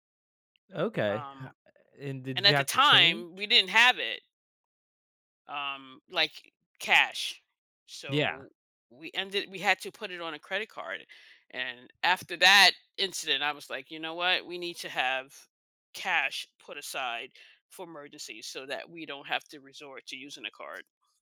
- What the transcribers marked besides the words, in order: none
- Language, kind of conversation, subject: English, unstructured, What strategies help you manage surprise expenses in your budget?
- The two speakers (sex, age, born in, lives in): female, 50-54, United States, United States; male, 18-19, United States, United States